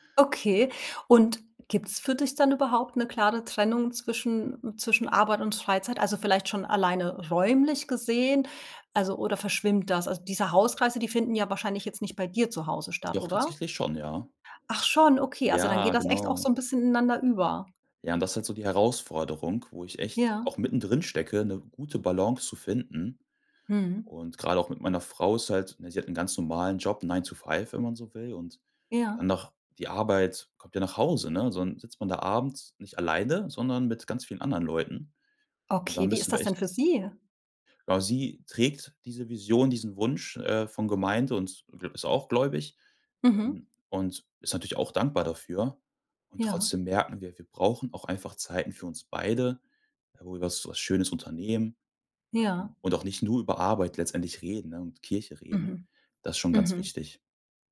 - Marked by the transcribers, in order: stressed: "räumlich"; stressed: "dir"; surprised: "Ach schon"; stressed: "trägt"
- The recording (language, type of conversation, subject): German, podcast, Wie findest du eine gute Balance zwischen Arbeit und Freizeit?